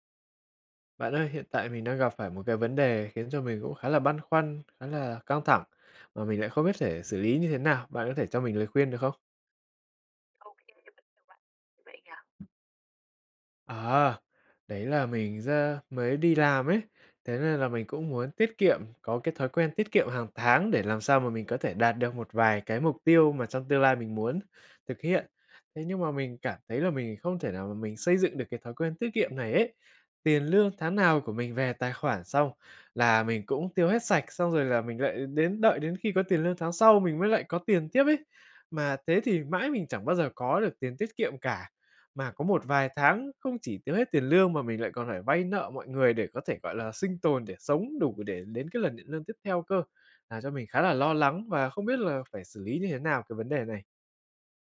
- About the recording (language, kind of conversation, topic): Vietnamese, advice, Làm thế nào để xây dựng thói quen tiết kiệm tiền hằng tháng?
- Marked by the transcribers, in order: tapping; unintelligible speech; other background noise